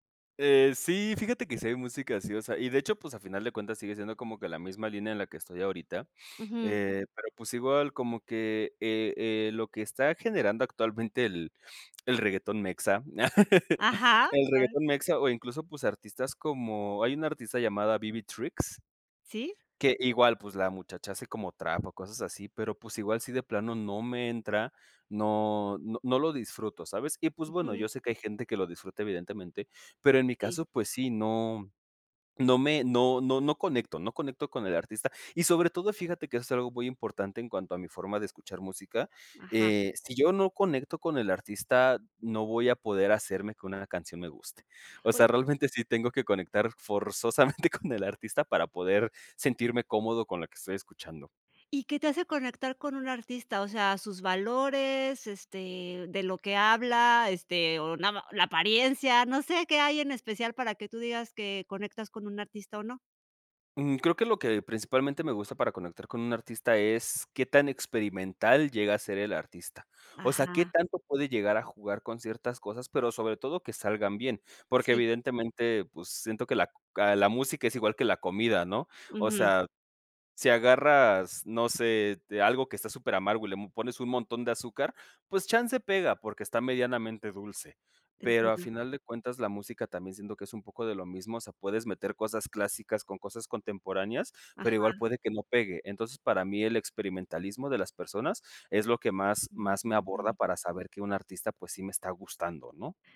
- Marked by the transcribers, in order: laugh; unintelligible speech; tapping; "hacer" said as "hacerme"; laughing while speaking: "forzosamente con el"; unintelligible speech
- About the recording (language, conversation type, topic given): Spanish, podcast, ¿Cómo describirías la banda sonora de tu vida?